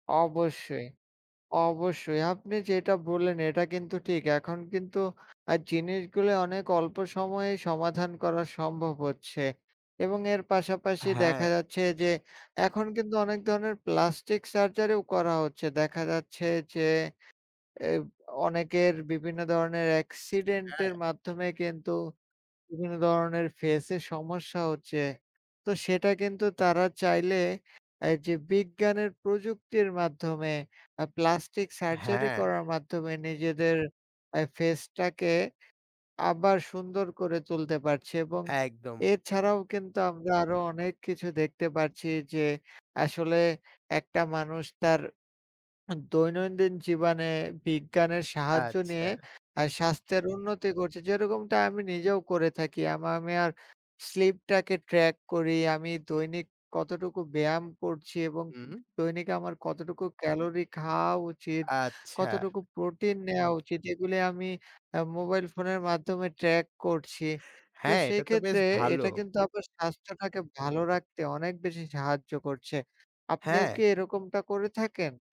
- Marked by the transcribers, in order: other background noise
- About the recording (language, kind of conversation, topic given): Bengali, unstructured, বিজ্ঞান আমাদের স্বাস্থ্যের উন্নতিতে কীভাবে সাহায্য করে?